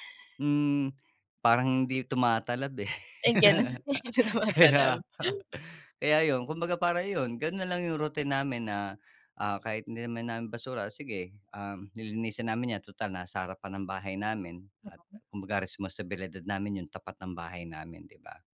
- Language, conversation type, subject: Filipino, podcast, Ano ang simpleng pagbabago na ginawa mo para sa kalikasan, at paano ito nakaapekto sa araw-araw mong buhay?
- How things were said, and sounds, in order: laugh; laughing while speaking: "Kaya"; laughing while speaking: "Ay ganun hindi na tumatalab"